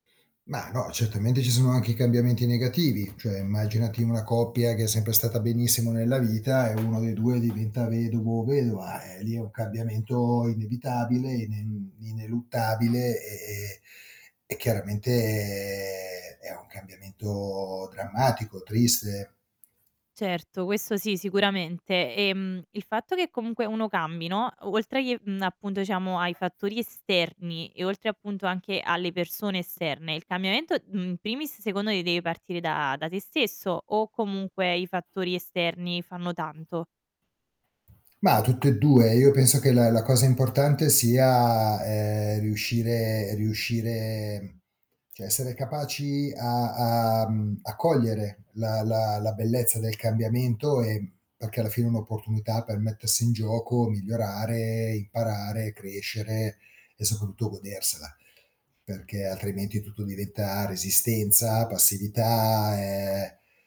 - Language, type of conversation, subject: Italian, podcast, Chi o che cosa ti ha davvero aiutato ad affrontare i cambiamenti?
- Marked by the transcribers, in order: static; tapping; drawn out: "chiaramente"; "diciamo" said as "ciamo"; other background noise